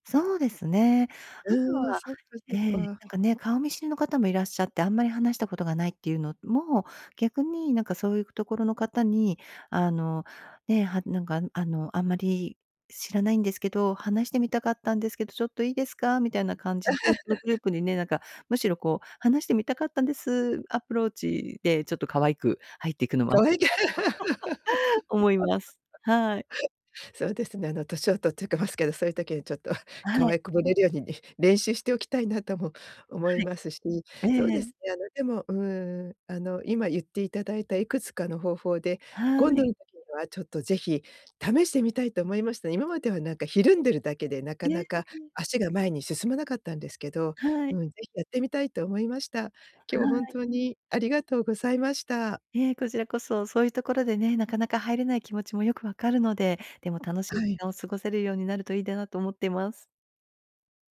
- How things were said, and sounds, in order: other background noise; laugh; laugh
- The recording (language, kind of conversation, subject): Japanese, advice, 友人の集まりで孤立感を感じて話に入れないとき、どうすればいいですか？